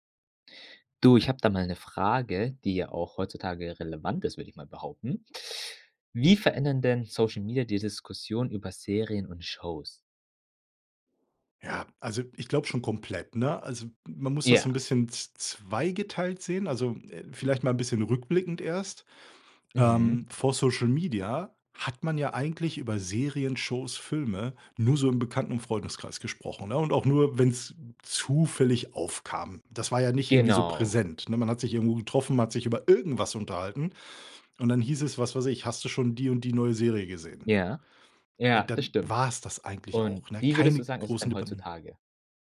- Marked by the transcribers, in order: none
- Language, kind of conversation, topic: German, podcast, Wie verändern soziale Medien die Diskussionen über Serien und Fernsehsendungen?